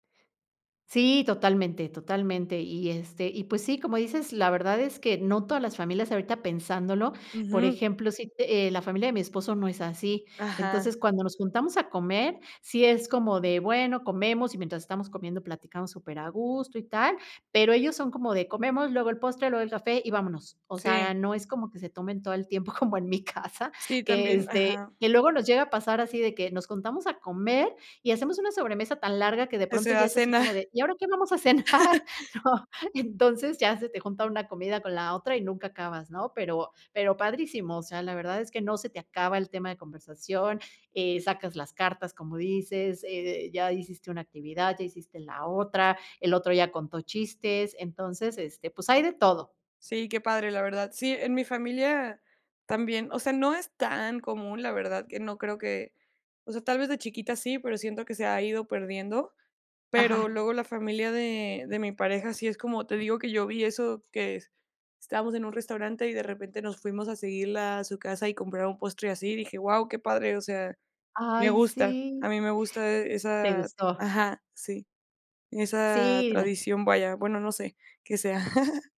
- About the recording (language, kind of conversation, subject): Spanish, podcast, ¿Cómo lograr una buena sobremesa en casa?
- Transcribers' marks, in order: laughing while speaking: "como en mi casa"; chuckle; laughing while speaking: "a cenar?. ¿No?"; chuckle